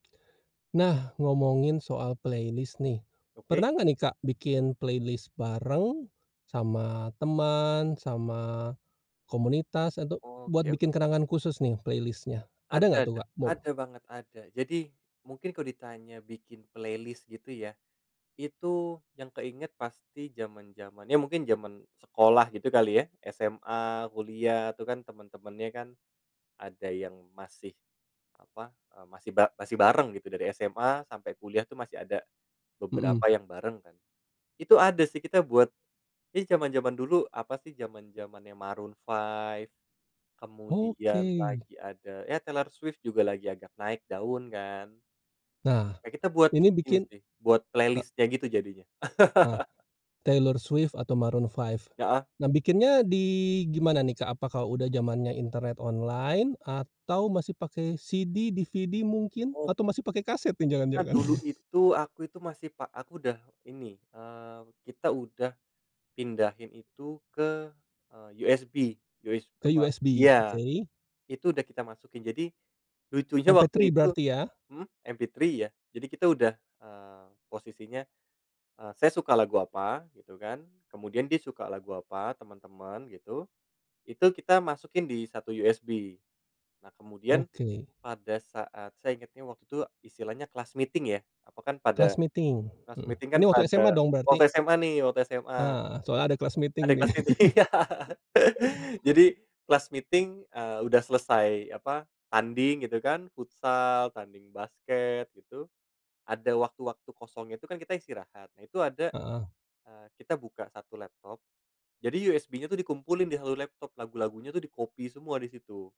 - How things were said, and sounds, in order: in English: "playlist"; in English: "playlist"; in English: "playlist-nya"; tapping; in English: "playlist"; in English: "playlist-nya"; laugh; laugh; in English: "class meeting"; in English: "class meeting"; in English: "Class meeting"; laughing while speaking: "class meeting ya"; in English: "class meeting"; laugh; in English: "class meeting"; in English: "class meeting"; laugh; in English: "di-copy"
- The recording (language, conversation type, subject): Indonesian, podcast, Pernah nggak bikin daftar putar bareng yang bikin jadi punya kenangan khusus?